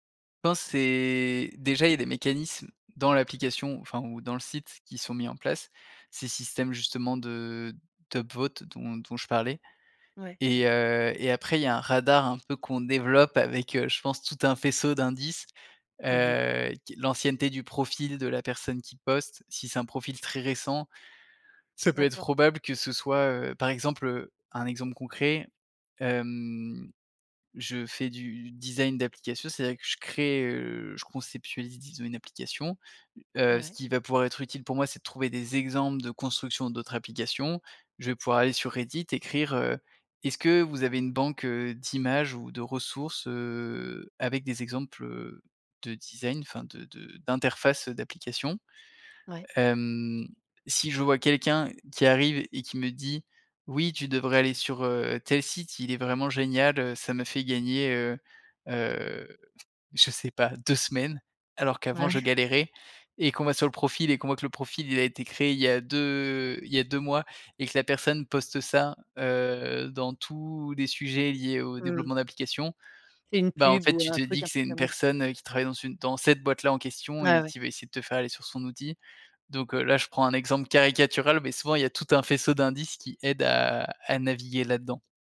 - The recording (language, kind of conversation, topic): French, podcast, Comment trouver des communautés quand on apprend en solo ?
- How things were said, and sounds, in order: in English: "upvote"; other background noise; laughing while speaking: "Ouais"; stressed: "cette"